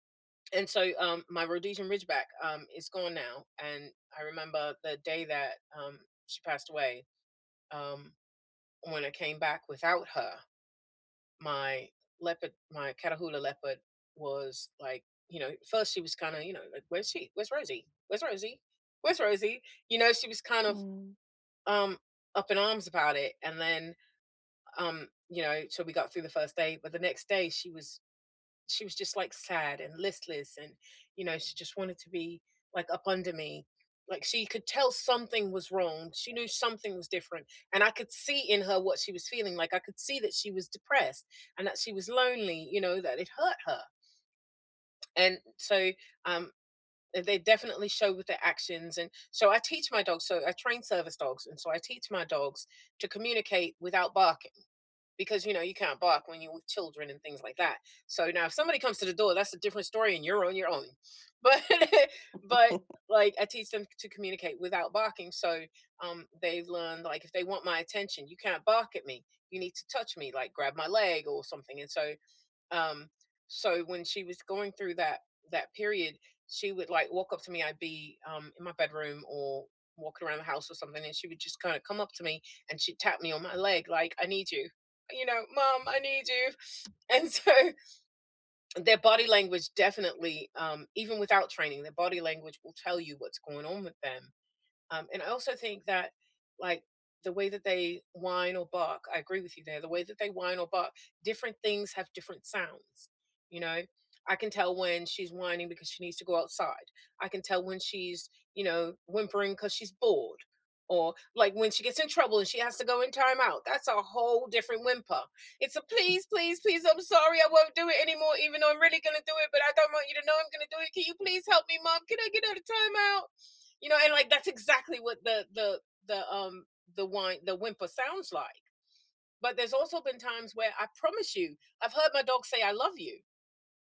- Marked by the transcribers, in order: laughing while speaking: "but"; chuckle; laugh; put-on voice: "Mom, I need you"; tapping; laughing while speaking: "so"; put-on voice: "Please, please, please. I'm sorry … of time out?"; other background noise
- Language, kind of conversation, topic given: English, unstructured, How do animals communicate without words?
- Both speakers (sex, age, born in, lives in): female, 30-34, United States, United States; female, 50-54, United States, United States